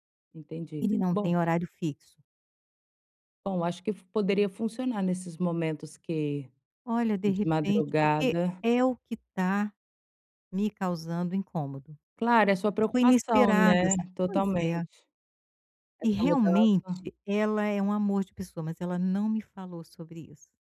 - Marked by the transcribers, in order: none
- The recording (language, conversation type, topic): Portuguese, advice, Como posso lidar com mudanças inesperadas na minha vida?